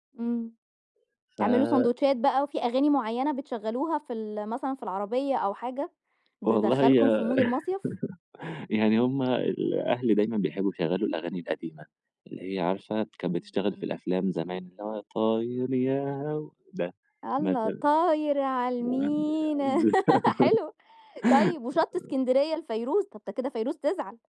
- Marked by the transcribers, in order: other background noise; tapping; in English: "مود"; chuckle; singing: "طاير على المينا"; singing: "طاير يا هَوا"; laugh; other street noise; unintelligible speech; laugh; other noise
- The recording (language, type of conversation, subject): Arabic, podcast, إيه أكتر مدينة سحرتك وليه؟